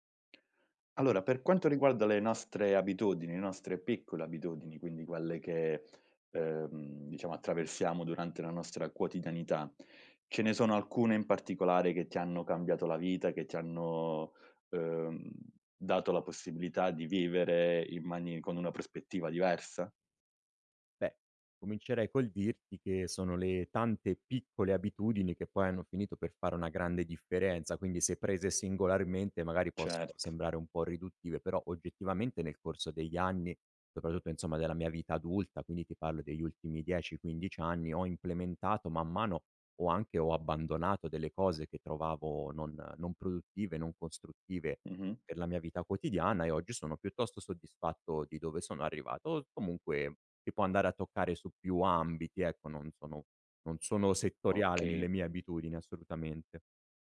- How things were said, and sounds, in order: "Certo" said as "Cert"; "soprattutto" said as "sopratutto"; "costruttive" said as "construttive"
- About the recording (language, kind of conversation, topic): Italian, podcast, Quali piccole abitudini quotidiane hanno cambiato la tua vita?